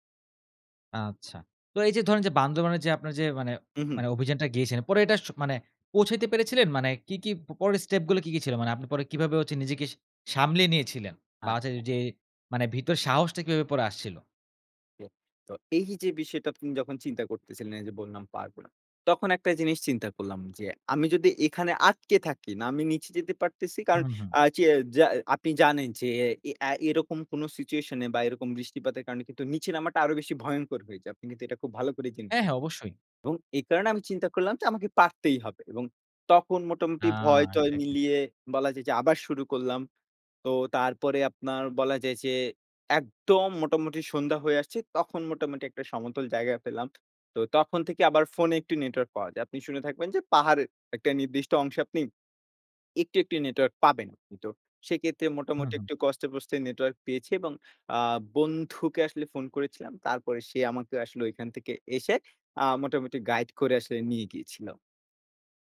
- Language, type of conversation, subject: Bengali, podcast, তোমার জীবনের সবচেয়ে স্মরণীয় সাহসিক অভিযানের গল্প কী?
- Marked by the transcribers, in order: unintelligible speech; tapping; other background noise; in English: "সিচুয়েশন"